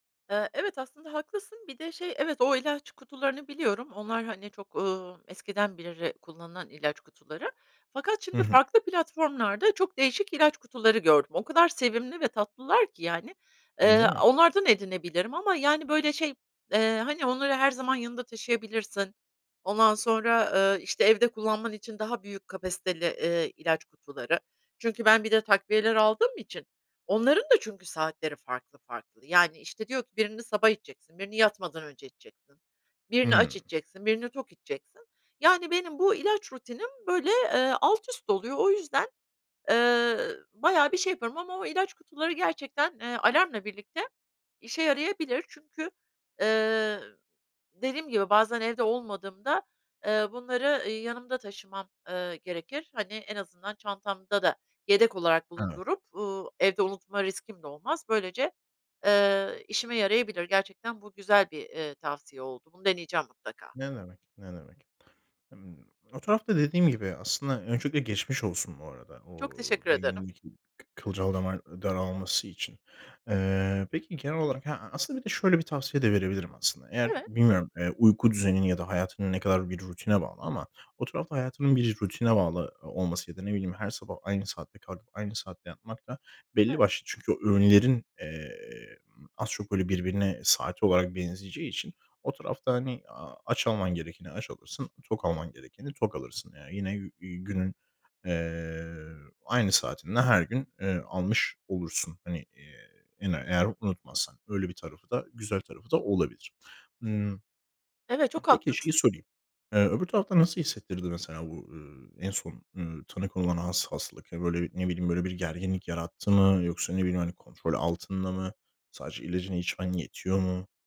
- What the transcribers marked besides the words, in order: "beri" said as "berri"; tapping; other background noise
- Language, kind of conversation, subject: Turkish, advice, İlaçlarınızı veya takviyelerinizi düzenli olarak almamanızın nedeni nedir?